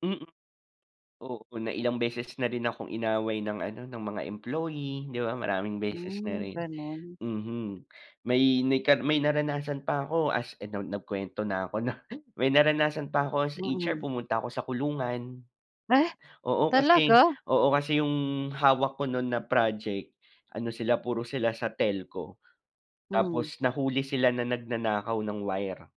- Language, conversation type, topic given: Filipino, unstructured, Ano ang karaniwang problemang nararanasan mo sa trabaho na pinaka-nakakainis?
- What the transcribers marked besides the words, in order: none